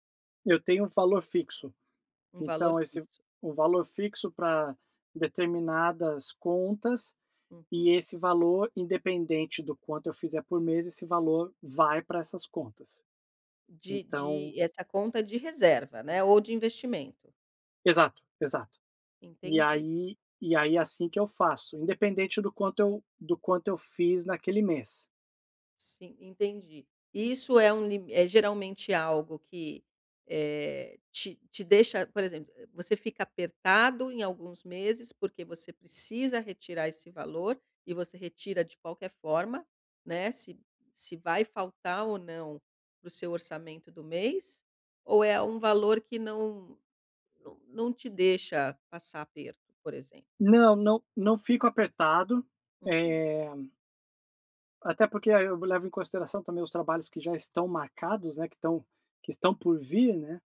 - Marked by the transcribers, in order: none
- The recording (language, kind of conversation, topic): Portuguese, advice, Como equilibrar o crescimento da minha empresa com a saúde financeira?